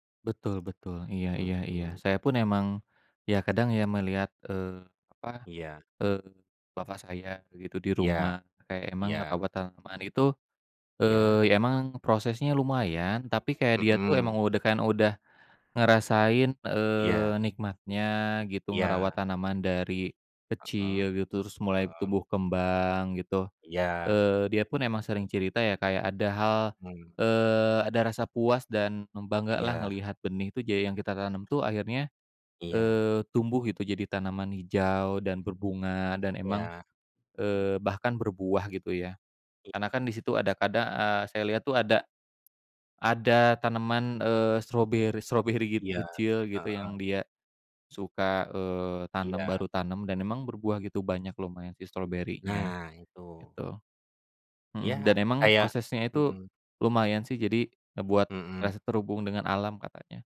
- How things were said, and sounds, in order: tapping
- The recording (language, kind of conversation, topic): Indonesian, unstructured, Apa hal yang paling menyenangkan menurutmu saat berkebun?